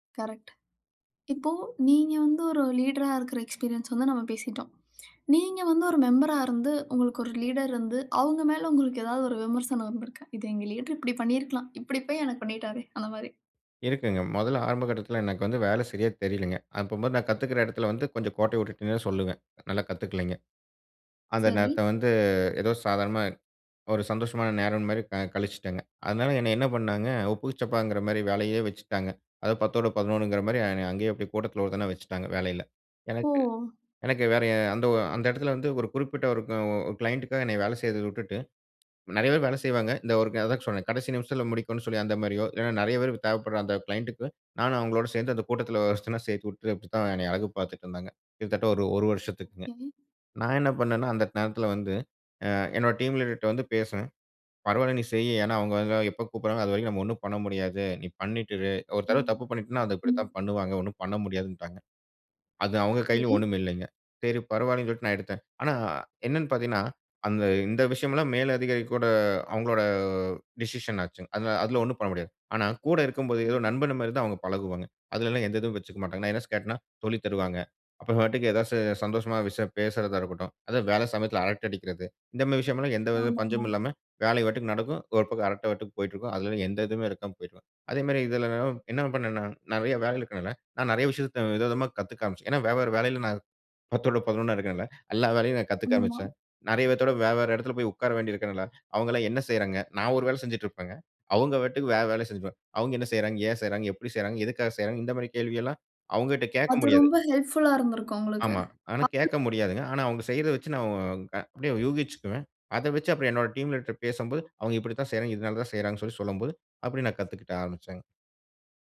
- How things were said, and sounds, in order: in English: "லீடரா"; in English: "எக்ஸ்பீரியன்ஸ்"; lip smack; in English: "லீடர்"; in English: "லீடர்"; in English: "க்ளைணட்டுக்காக"; tapping; in English: "க்ளைண்ட்டக்கு"; other noise; in English: "டீம் லீடர்ட்ட"; other background noise; drawn out: "அவுங்களோட"; in English: "டிசிஷன்"; unintelligible speech; in English: "ஹெல்ப்ஃபுல்‌லா"; unintelligible speech; in English: "டீம் லீடர்ட்ட"
- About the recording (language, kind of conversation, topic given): Tamil, podcast, ஒரு தலைவராக மக்கள் நம்பிக்கையைப் பெற நீங்கள் என்ன செய்கிறீர்கள்?